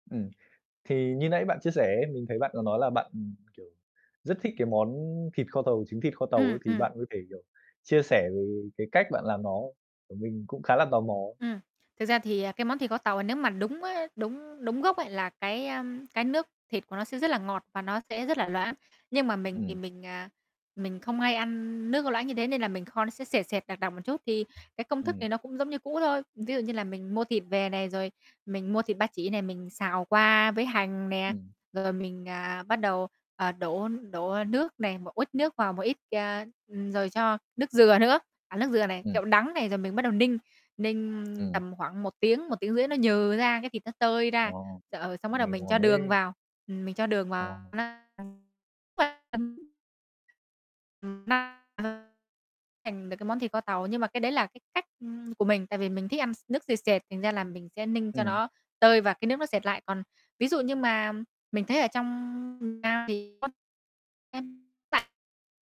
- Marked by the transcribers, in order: other background noise; distorted speech; tapping; unintelligible speech; unintelligible speech
- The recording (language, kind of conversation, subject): Vietnamese, podcast, Sở thích nào khiến bạn quên mất thời gian nhất?